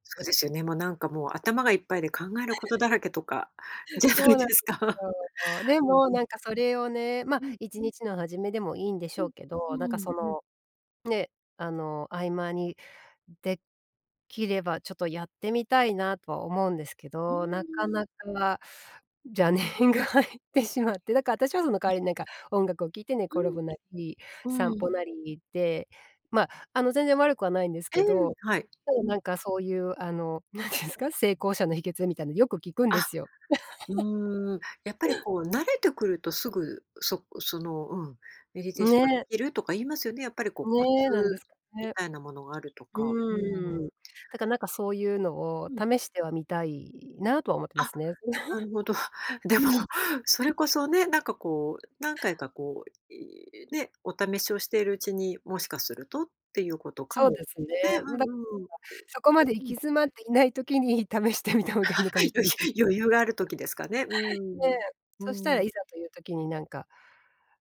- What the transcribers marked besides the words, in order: laugh; laughing while speaking: "じゃないですか"; laughing while speaking: "邪念が入ってしまって"; tapping; laughing while speaking: "なんて言うんすか"; laugh; laughing while speaking: "でも"; laugh; laughing while speaking: "試してみた方が"; laugh; laughing while speaking: "余裕"; laugh
- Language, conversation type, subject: Japanese, podcast, 行き詰まったとき、何をして気分転換しますか？